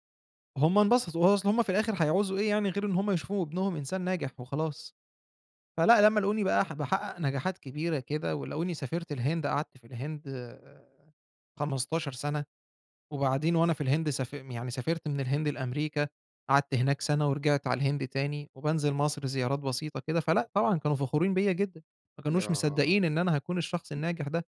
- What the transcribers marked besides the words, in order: unintelligible speech
- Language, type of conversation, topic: Arabic, podcast, إزاي بتصوّر شغلك علشان يطلع جذّاب؟